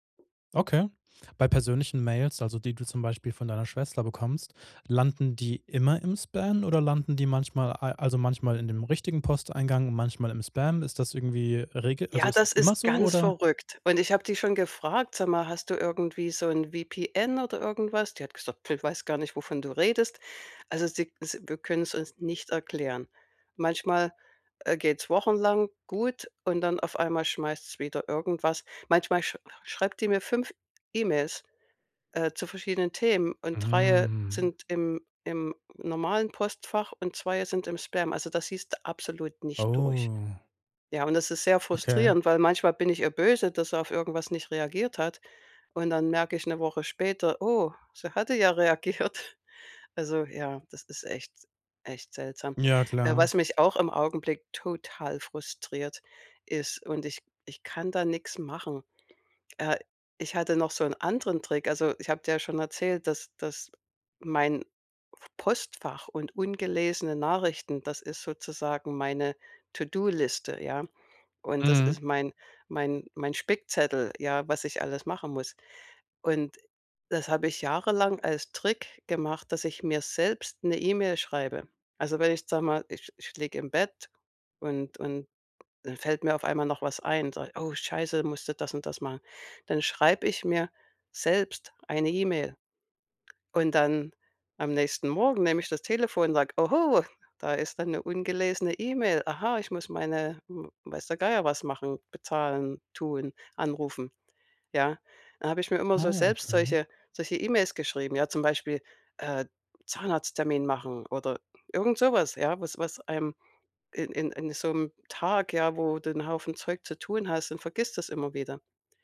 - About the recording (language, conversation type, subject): German, podcast, Wie hältst du dein E-Mail-Postfach dauerhaft aufgeräumt?
- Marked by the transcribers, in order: laughing while speaking: "reagiert"; stressed: "total"; put-on voice: "Oho"